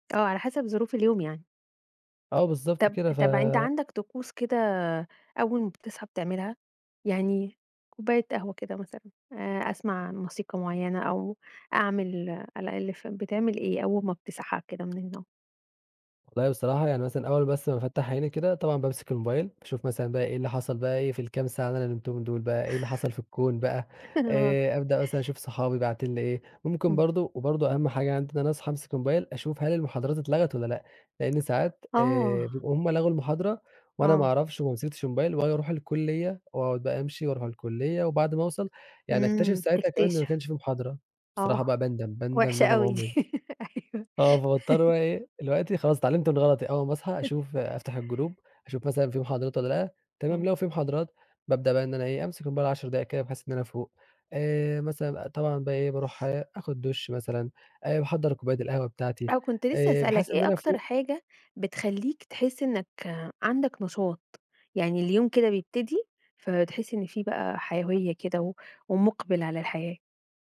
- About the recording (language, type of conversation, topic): Arabic, podcast, احكيلي عن روتينك اليومي في البيت؟
- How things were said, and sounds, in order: tapping; chuckle; laughing while speaking: "آه"; other background noise; laugh; laughing while speaking: "أيوه"; laugh; chuckle; in English: "الGroup"; sniff